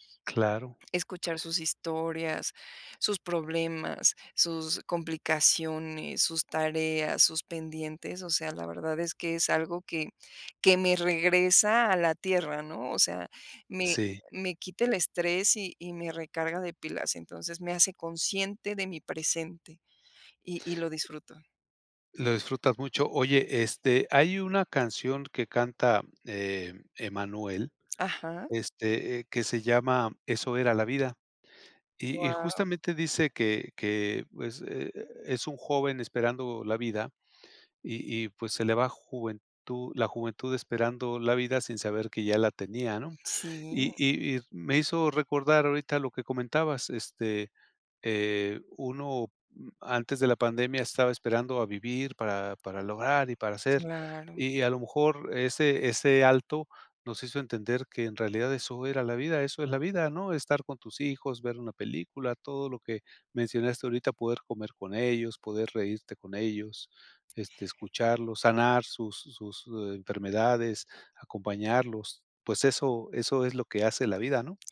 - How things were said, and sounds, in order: none
- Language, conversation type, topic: Spanish, podcast, ¿Qué pequeño placer cotidiano te alegra el día?